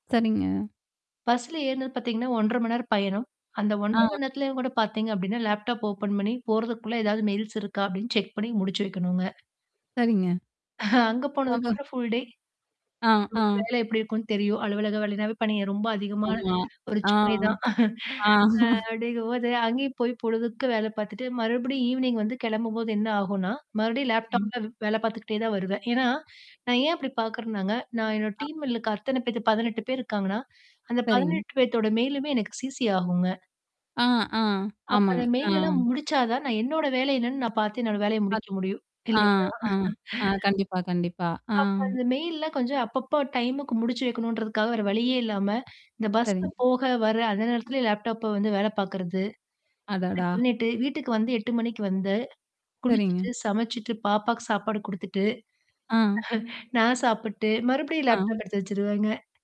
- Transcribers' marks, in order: in English: "ஓப்பன்"; in English: "மெயில்ஸ்"; tapping; in English: "செக்"; chuckle; unintelligible speech; distorted speech; in English: "ஃபுல் டே"; unintelligible speech; other background noise; laughing while speaking: "ஆ அப்பிடிங்கம்போது"; laughing while speaking: "ஆ"; in English: "ஈவினிங்"; laughing while speaking: "இல்லேங்களா!"; in English: "டைமுக்கு"; mechanical hum; unintelligible speech; laughing while speaking: "நான் சாப்பிட்டு, மறுபடியும் லேப்டாப்ப எடுத்து வச்சுருவேங்க"
- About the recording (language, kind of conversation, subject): Tamil, podcast, நீங்கள் தினமும் ஓய்வுக்காக எவ்வளவு நேரம் ஒதுக்குகிறீர்கள்?